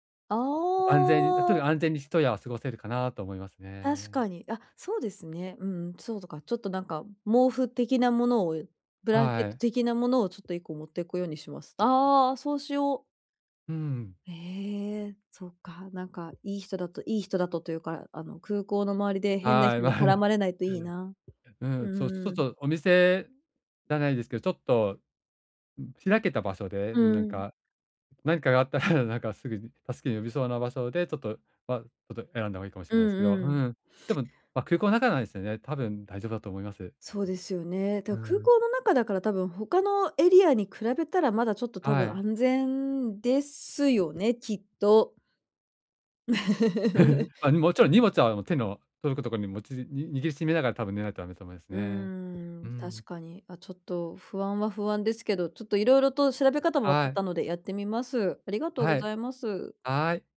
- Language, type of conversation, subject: Japanese, advice, 初めて行く場所で不安を減らすにはどうすればよいですか？
- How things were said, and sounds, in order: in English: "ブランケット"; laughing while speaking: "まあ"; tapping; laughing while speaking: "あったら"; laugh; chuckle